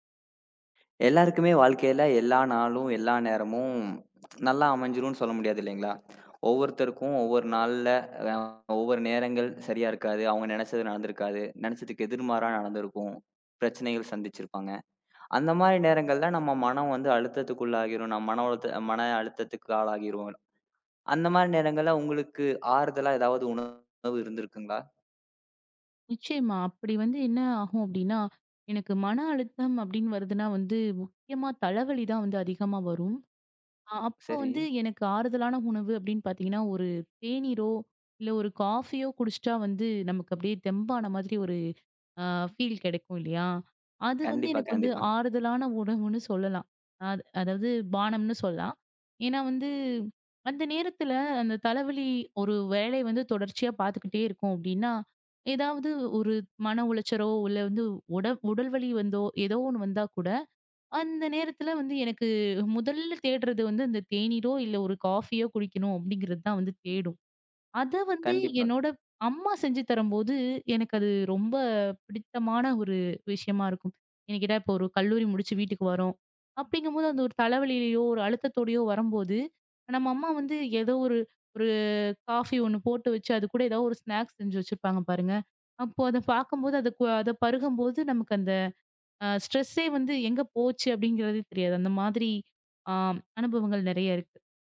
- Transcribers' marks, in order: other noise; "உணவு" said as "உணர்வு"; in English: "ஃபீல்"; in English: "ஸ்ட்ரஸே"
- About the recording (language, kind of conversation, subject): Tamil, podcast, அழுத்தமான நேரத்தில் உங்களுக்கு ஆறுதலாக இருந்த உணவு எது?
- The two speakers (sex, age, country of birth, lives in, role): female, 25-29, India, India, guest; male, 20-24, India, India, host